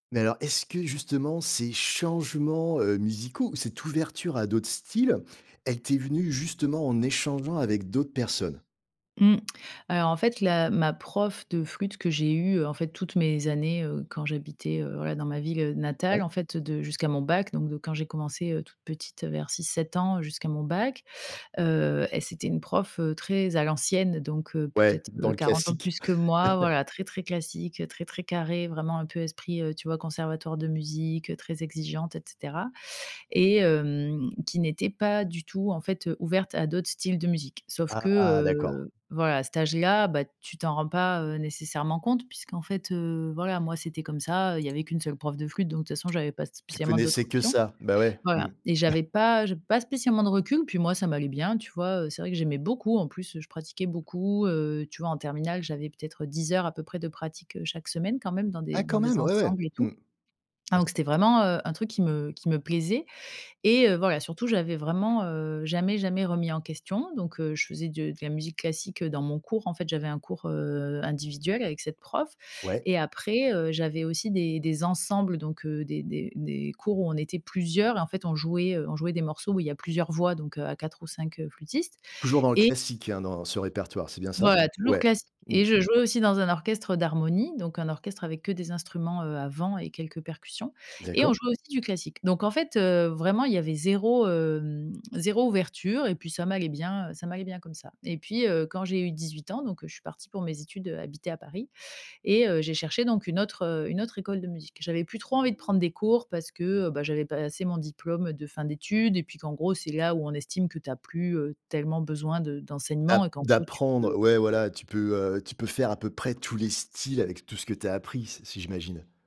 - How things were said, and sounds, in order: tapping; laugh; other background noise; chuckle; stressed: "beaucoup"; surprised: "Ah quand même !"; drawn out: "heu"
- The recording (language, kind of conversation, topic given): French, podcast, Comment tes goûts musicaux ont-ils évolué avec le temps ?